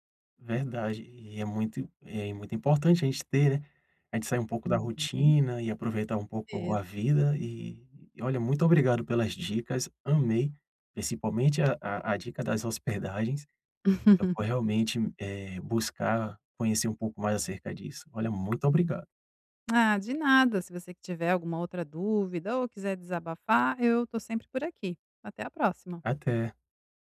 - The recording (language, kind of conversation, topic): Portuguese, advice, Como economizar sem perder qualidade de vida e ainda aproveitar pequenas alegrias?
- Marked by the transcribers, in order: laugh